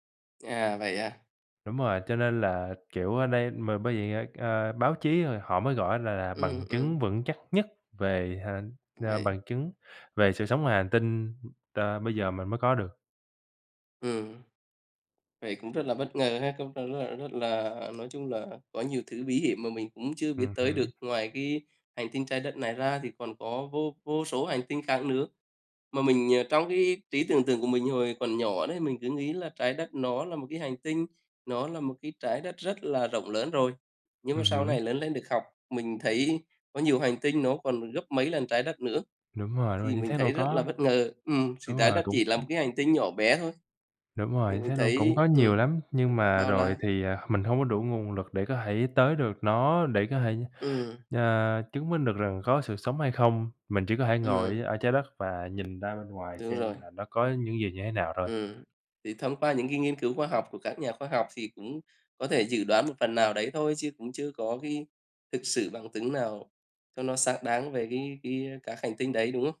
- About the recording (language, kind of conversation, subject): Vietnamese, unstructured, Bạn có ngạc nhiên khi nghe về những khám phá khoa học liên quan đến vũ trụ không?
- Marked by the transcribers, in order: unintelligible speech; other background noise; tapping